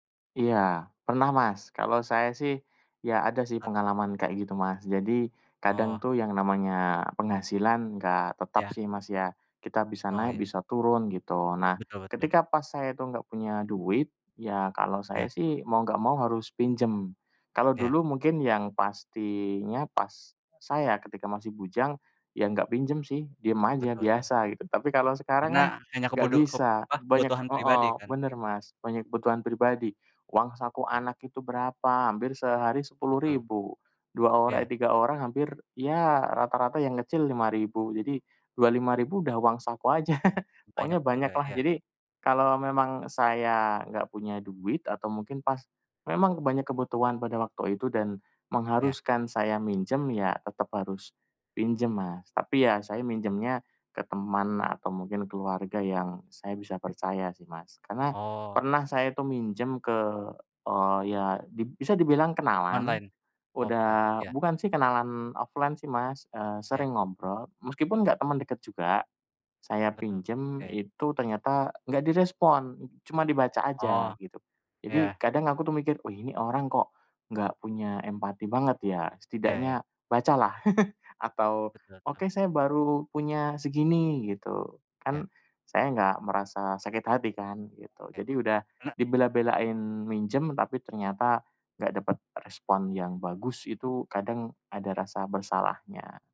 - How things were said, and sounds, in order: other background noise; laughing while speaking: "aja"; tapping; in English: "offline"; chuckle
- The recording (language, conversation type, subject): Indonesian, unstructured, Pernahkah kamu meminjam uang dari teman atau keluarga, dan bagaimana ceritanya?
- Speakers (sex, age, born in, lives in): male, 20-24, Indonesia, Indonesia; male, 40-44, Indonesia, Indonesia